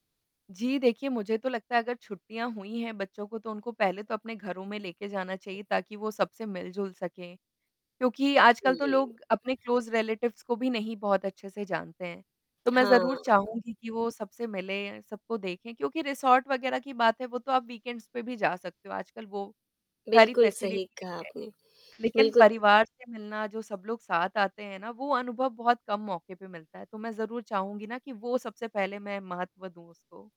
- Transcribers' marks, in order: static; distorted speech; in English: "क्लोज़ रिलेटिव्स"; tapping; in English: "रिसॉर्ट"; in English: "वीकेंड्स"; in English: "फ़ेसिलिटीज़"
- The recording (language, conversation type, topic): Hindi, podcast, छुट्टियों और त्योहारों में पारिवारिक रिवाज़ क्यों मायने रखते हैं?